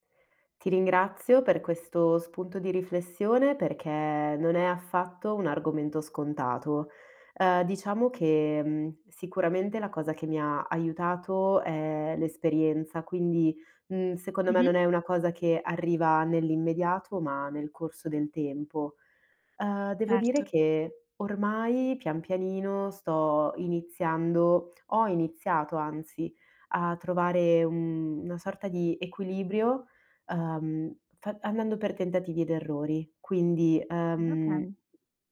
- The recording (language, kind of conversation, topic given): Italian, podcast, Come riesci a bilanciare lo studio e la vita personale?
- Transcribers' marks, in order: drawn out: "perché"; other background noise; drawn out: "una"